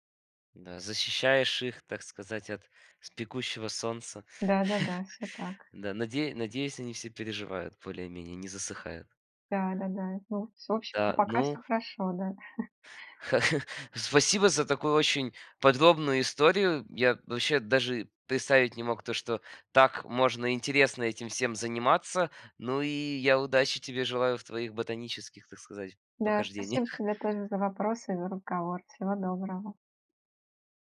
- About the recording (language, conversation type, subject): Russian, podcast, Как лучше всего начать выращивать мини-огород на подоконнике?
- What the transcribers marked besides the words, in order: other background noise; chuckle; chuckle; laughing while speaking: "похождениях"